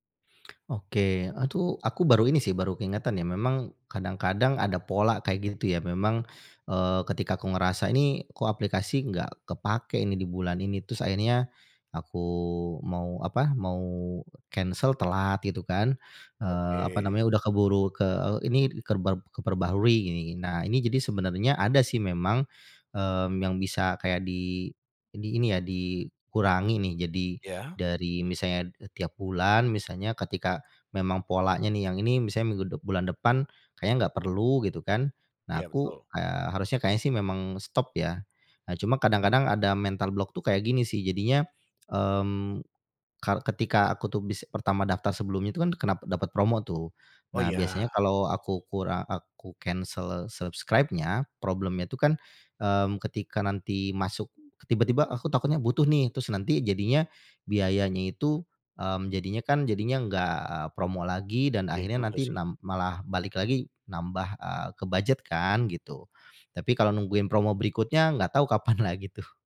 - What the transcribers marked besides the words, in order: "ini" said as "init"; in English: "mental block"; in English: "subscribe-nya, problem-nya"
- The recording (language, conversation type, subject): Indonesian, advice, Mengapa banyak langganan digital yang tidak terpakai masih tetap dikenai tagihan?